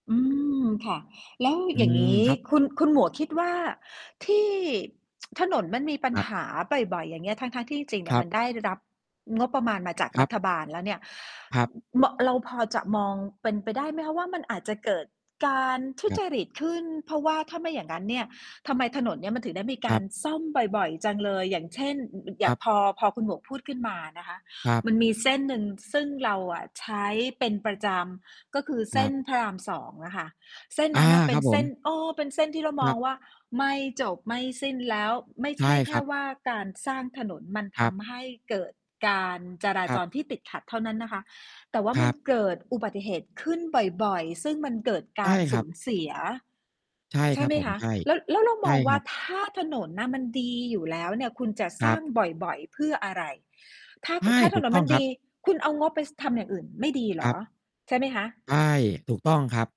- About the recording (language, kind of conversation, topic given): Thai, unstructured, คุณมีความคิดเห็นอย่างไรเกี่ยวกับการทุจริตในรัฐบาลที่เกิดขึ้นบ่อยครั้ง?
- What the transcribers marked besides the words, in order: tsk